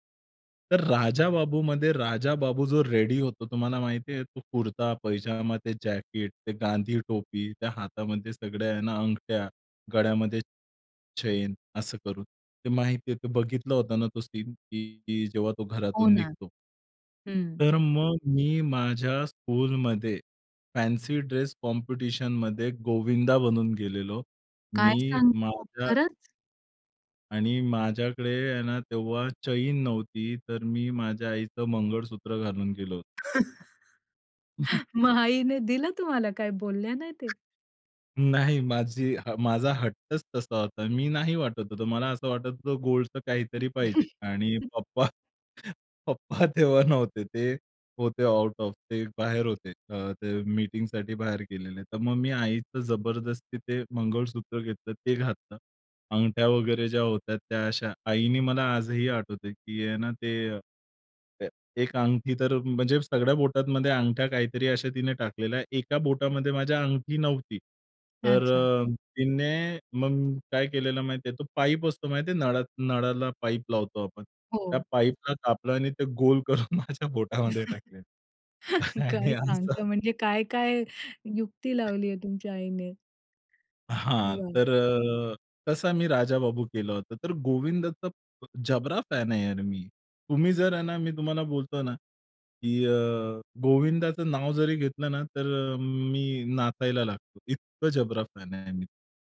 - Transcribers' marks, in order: in English: "रेडी"; in English: "फॅन्सी ड्रेस कॉम्पिटिशनमध्ये"; surprised: "काय सांगता! खरंच?"; laugh; chuckle; other background noise; chuckle; laughing while speaking: "पप्पा पप्पा तेव्हा नव्हते"; in English: "आऊट-ऑफ"; laughing while speaking: "गोल करून माझ्या बोटामध्ये टाकलं. आणि असं"; chuckle
- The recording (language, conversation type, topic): Marathi, podcast, आवडत्या कलाकारांचा तुमच्यावर कोणता प्रभाव पडला आहे?